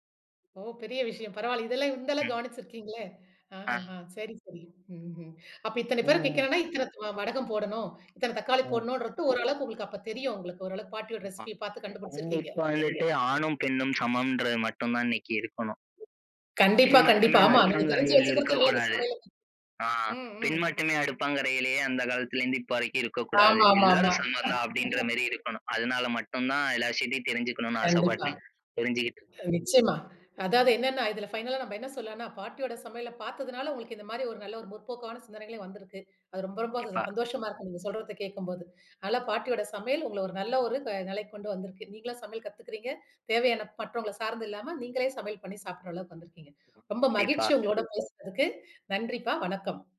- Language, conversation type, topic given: Tamil, podcast, பாட்டியின் சமையல் குறிப்பு ஒன்றை பாரம்பரியச் செல்வமாகக் காப்பாற்றி வைத்திருக்கிறீர்களா?
- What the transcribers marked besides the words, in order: drawn out: "ம்"; in English: "ரெசிபியை"; "ஆமா" said as "ஊமா"; other background noise; other noise; laugh; in English: "ஃபைனலா"; "கண்டிப்பா" said as "டிப்பா"; "கண்டிப்பா" said as "டிஃபா"